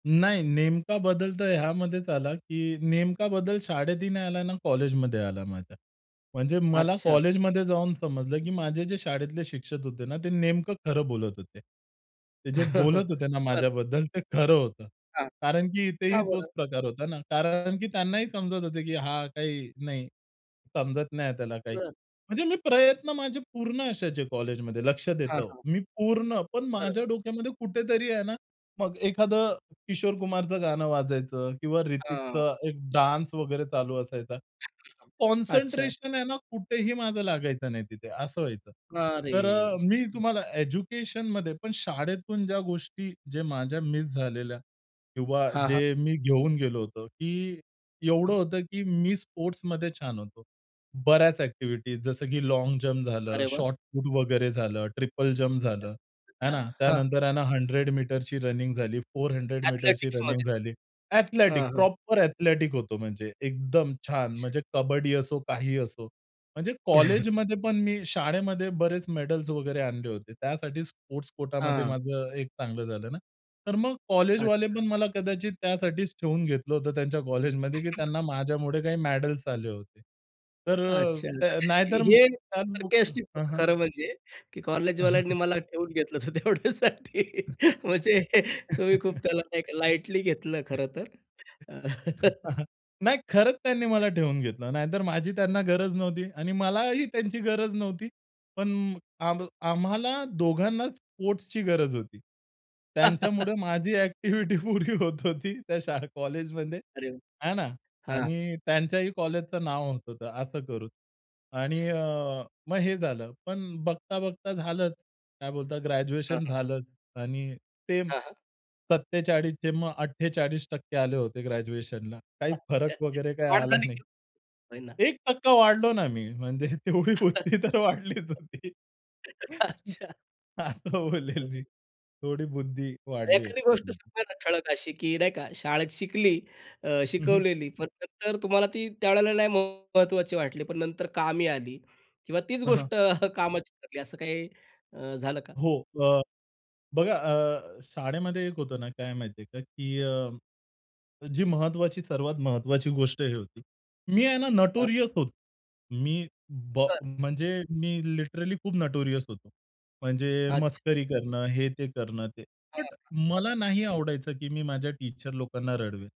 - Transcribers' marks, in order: chuckle; other background noise; in English: "डान्स"; other noise; tapping; unintelligible speech; in English: "हंड्रेड"; in English: "फोर हंड्रेड"; in English: "प्रॉपर"; chuckle; in English: "सारकास्टिक"; unintelligible speech; chuckle; chuckle; laughing while speaking: "तेवढ्यासाठी"; chuckle; chuckle; laughing while speaking: "एक्टिव्हिटी पुरी होत होती त्या शाळा कॉलेजमध्ये"; chuckle; laughing while speaking: "अच्छा"; laughing while speaking: "म्हणजे तेवढी बुद्ध तर वाढलीच होती. असं बोलेल मी"; unintelligible speech; chuckle; unintelligible speech; chuckle; in English: "नोटोरियस"; in English: "लिटरली"; in English: "नोटोरियस"
- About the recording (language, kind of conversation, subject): Marathi, podcast, शाळेतून बाहेर पडताना तुला काय महत्त्वाचं शिकायला मिळालं?